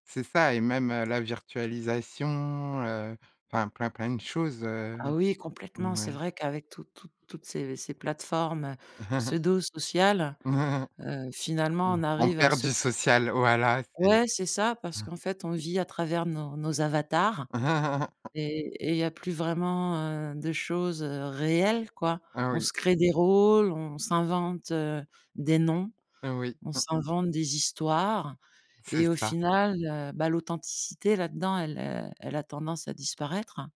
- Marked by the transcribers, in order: chuckle; chuckle; stressed: "avatars"; stressed: "réelles"
- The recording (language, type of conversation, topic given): French, podcast, Qu’est-ce qui, selon toi, crée un véritable sentiment d’appartenance ?